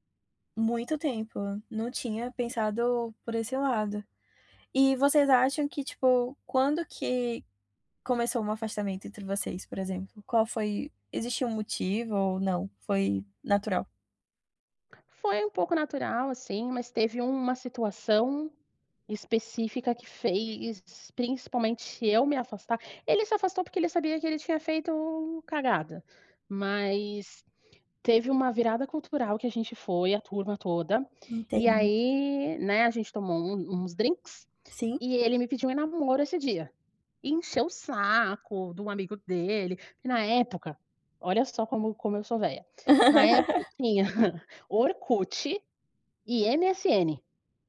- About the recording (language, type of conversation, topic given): Portuguese, podcast, Que faixa marcou seu primeiro amor?
- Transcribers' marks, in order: other background noise; tapping; laugh; laughing while speaking: "tinha"